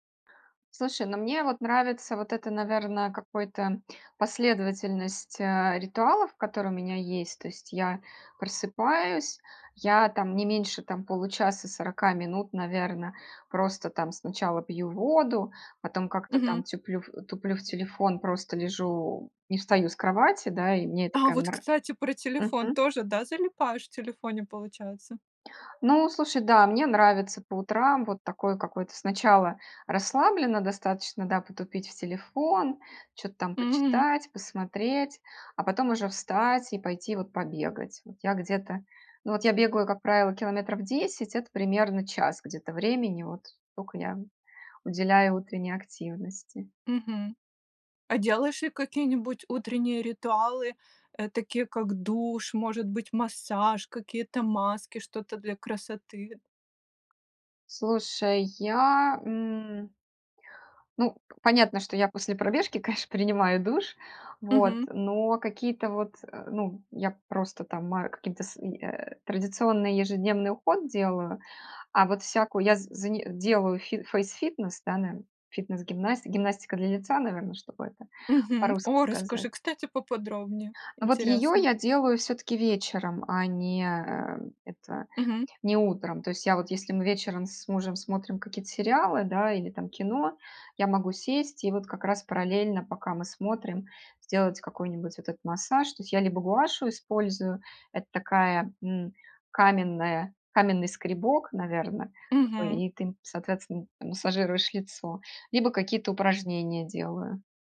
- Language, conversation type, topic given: Russian, podcast, Как вы начинаете день, чтобы он был продуктивным и здоровым?
- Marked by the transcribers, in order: "конечно" said as "конеш"